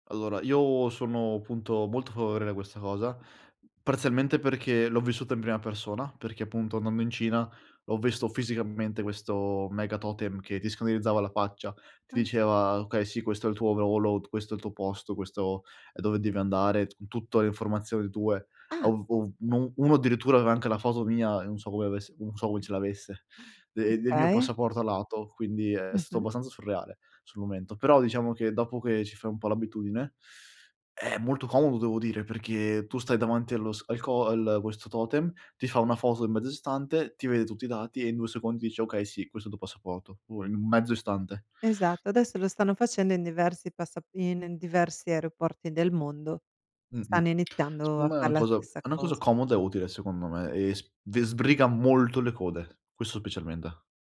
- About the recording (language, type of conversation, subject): Italian, podcast, Ti capita di insegnare la tecnologia agli altri?
- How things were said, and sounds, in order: "favorevole" said as "favorele"; unintelligible speech; other background noise